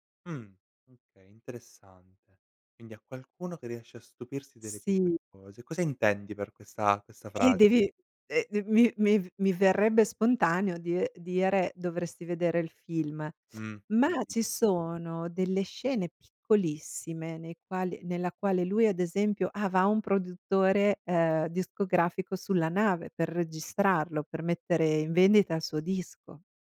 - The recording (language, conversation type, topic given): Italian, podcast, Quale film ti fa tornare subito indietro nel tempo?
- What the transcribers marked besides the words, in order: none